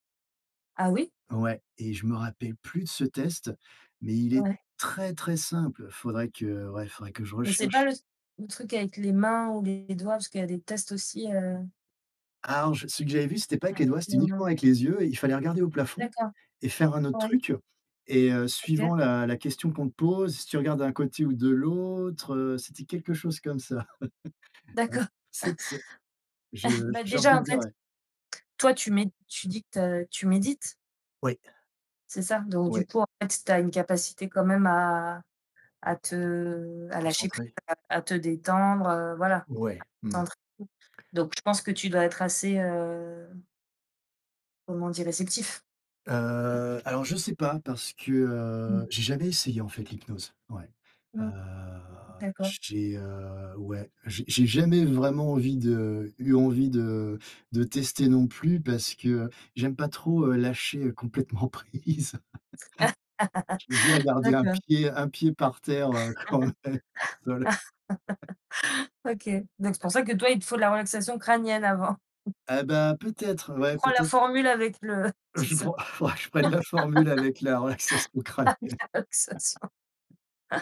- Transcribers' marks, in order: stressed: "très"; chuckle; laugh; chuckle; drawn out: "Heu"; laughing while speaking: "prise"; laugh; laugh; laughing while speaking: "quand même"; laugh; laughing while speaking: "Je prends"; laugh; laughing while speaking: "la relaxation crânienne"; laughing while speaking: "Avec la relaxation"
- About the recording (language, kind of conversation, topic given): French, unstructured, Quelle est la chose la plus surprenante dans ton travail ?